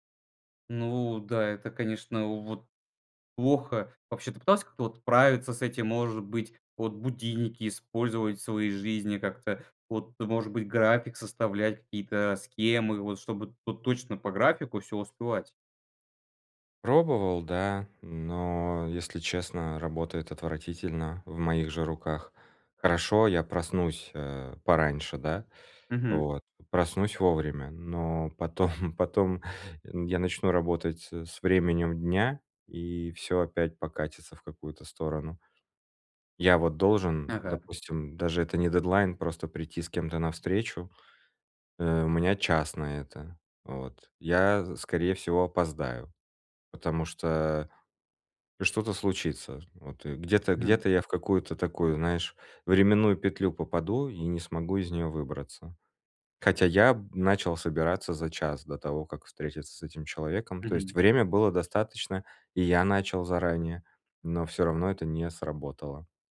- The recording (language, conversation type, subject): Russian, advice, Как перестать срывать сроки из-за плохого планирования?
- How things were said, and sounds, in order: "какие-то" said as "кие-то"; other background noise; chuckle